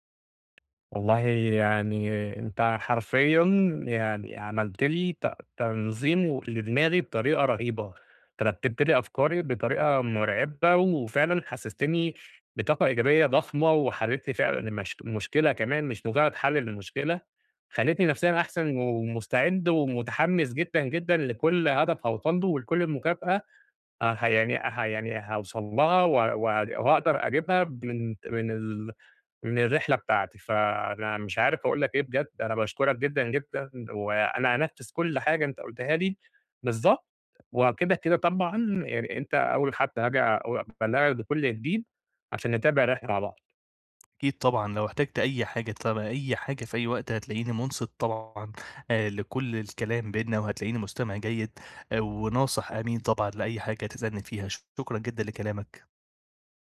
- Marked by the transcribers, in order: tapping
- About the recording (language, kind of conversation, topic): Arabic, advice, إزاي أختار مكافآت بسيطة وفعّالة تخلّيني أكمّل على عاداتي اليومية الجديدة؟